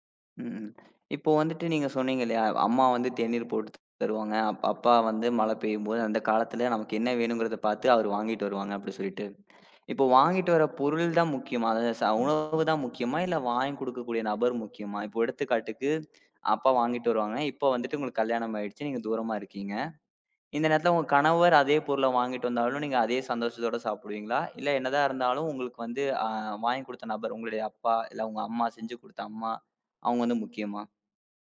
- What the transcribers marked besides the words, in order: none
- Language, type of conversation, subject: Tamil, podcast, அழுத்தமான நேரத்தில் உங்களுக்கு ஆறுதலாக இருந்த உணவு எது?